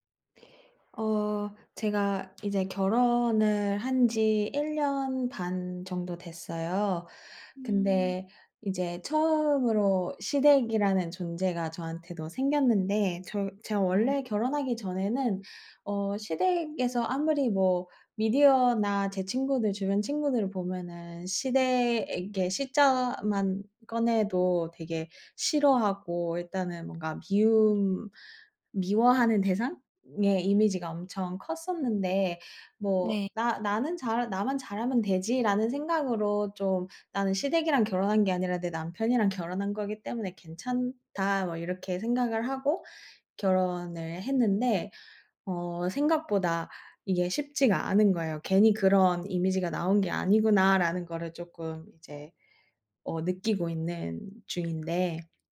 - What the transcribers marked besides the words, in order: tapping; other background noise
- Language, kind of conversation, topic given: Korean, advice, 결혼이나 재혼으로 생긴 새 가족과의 갈등을 어떻게 해결하면 좋을까요?